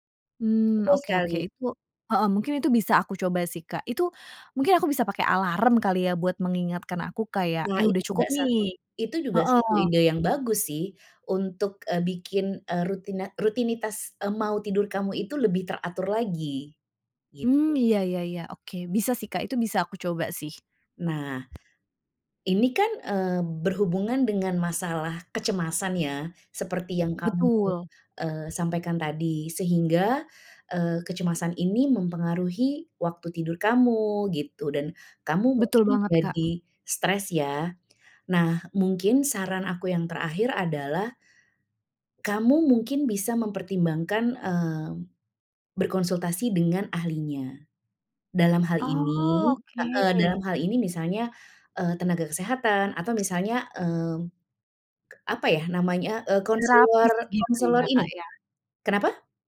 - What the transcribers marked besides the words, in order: in English: "alarm"; tapping
- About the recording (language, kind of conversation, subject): Indonesian, advice, Bagaimana kekhawatiran yang terus muncul membuat Anda sulit tidur?